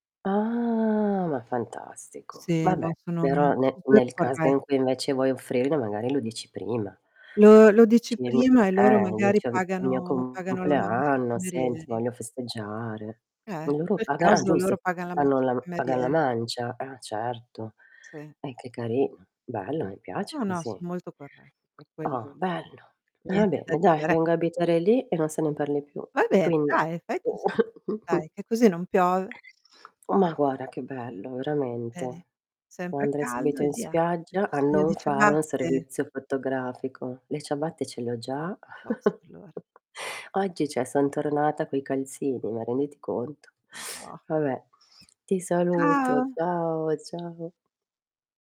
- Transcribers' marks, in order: static; drawn out: "Ah"; "Vabbè" said as "mabè"; distorted speech; tapping; chuckle; other background noise; "guarda" said as "guara"; chuckle; "cioè" said as "ceh"
- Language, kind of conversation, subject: Italian, unstructured, Quali sono i tuoi trucchi per organizzare al meglio la tua giornata?